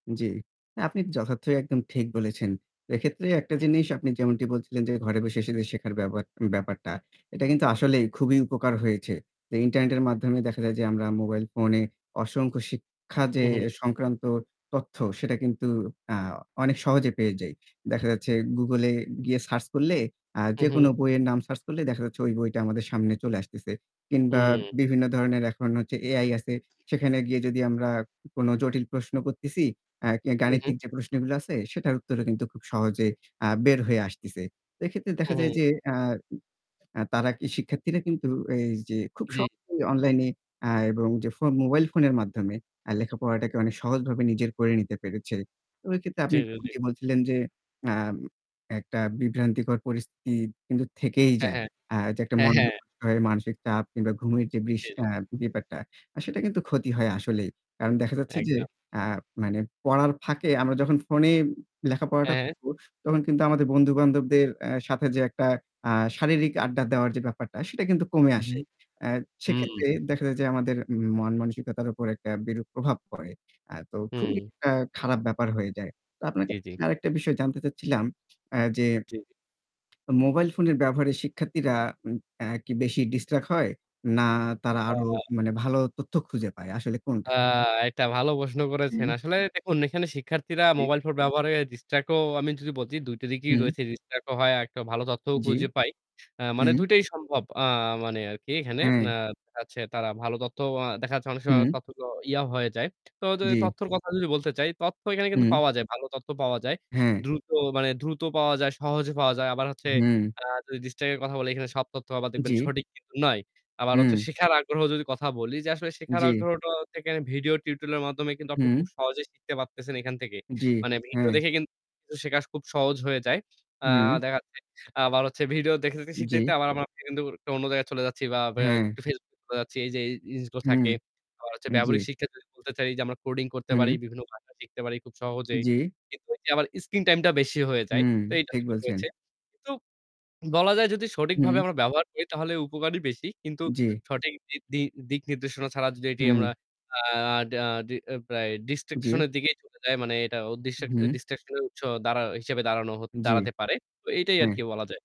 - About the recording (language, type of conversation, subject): Bengali, unstructured, মোবাইল ফোন শিক্ষা ব্যবস্থাকে কীভাবে প্রভাবিত করছে?
- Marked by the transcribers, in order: static; distorted speech; other background noise; tapping; in English: "ডিসট্রাক্ট"; in English: "ডিসট্র্যাক্ট"; in English: "ডিস্ট্রাক্ট"; in English: "ডিস্ট্রাক্ট"; in English: "টিউটোরিয়াল"; in English: "ডিস্ট্রাক্শন"; in English: "ডিস্ট্রাক্শন"